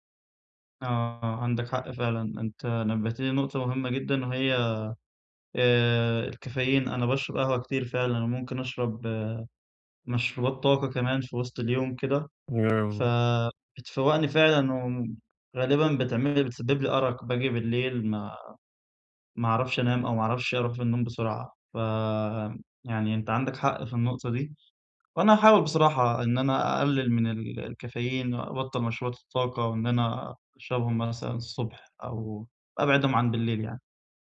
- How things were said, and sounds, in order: tapping; unintelligible speech
- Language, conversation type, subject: Arabic, advice, صعوبة الالتزام بوقت نوم ثابت